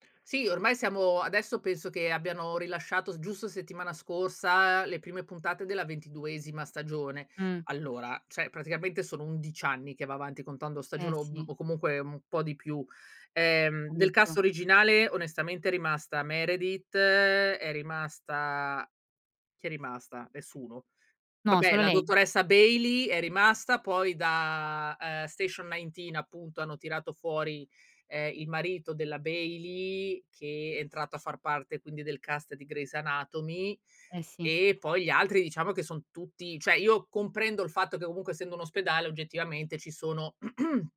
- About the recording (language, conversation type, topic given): Italian, podcast, Come descriveresti la tua esperienza con la visione in streaming e le maratone di serie o film?
- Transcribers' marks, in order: in English: "cast"; in English: "cast"; throat clearing